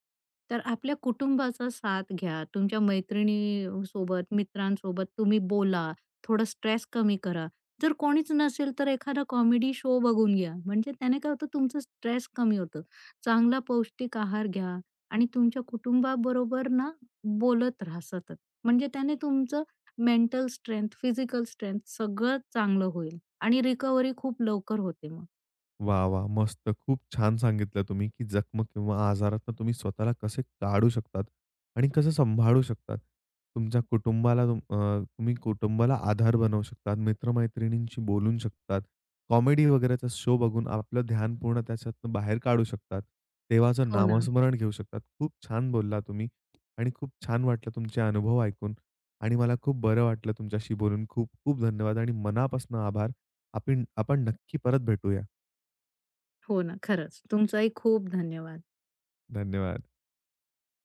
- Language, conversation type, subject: Marathi, podcast, जखम किंवा आजारानंतर स्वतःची काळजी तुम्ही कशी घेता?
- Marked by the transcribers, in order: in English: "कॉमेडी शो"; in English: "कॉमेडी"; in English: "शो"